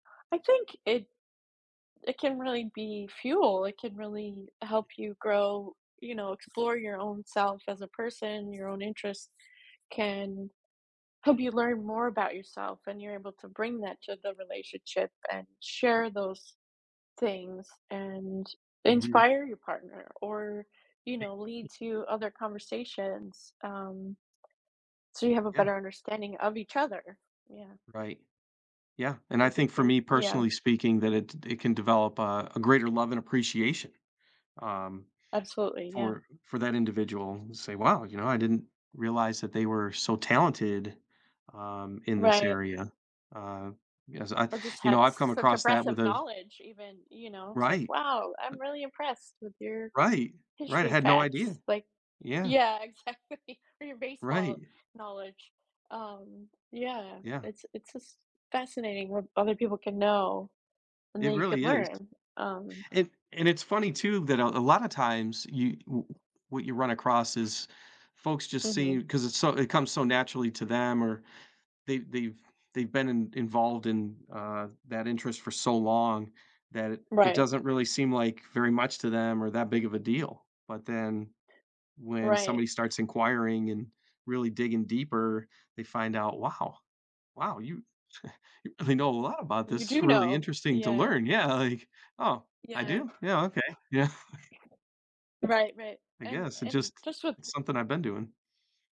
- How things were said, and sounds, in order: other background noise; tapping; other noise; laughing while speaking: "exactly"; chuckle; chuckle
- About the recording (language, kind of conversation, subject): English, unstructured, How can couples find a healthy balance between spending time together and pursuing their own interests?
- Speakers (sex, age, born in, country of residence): female, 45-49, United States, United States; male, 55-59, United States, United States